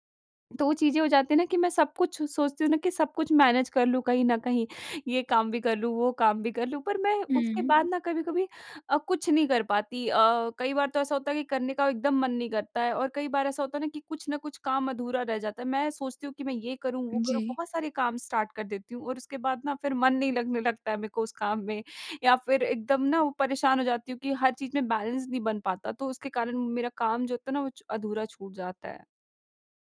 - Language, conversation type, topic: Hindi, advice, मेरे लिए मल्टीटास्किंग के कारण काम अधूरा या कम गुणवत्ता वाला क्यों रह जाता है?
- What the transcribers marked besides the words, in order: in English: "मैनेज"; in English: "स्टार्ट"; in English: "बैलेंस"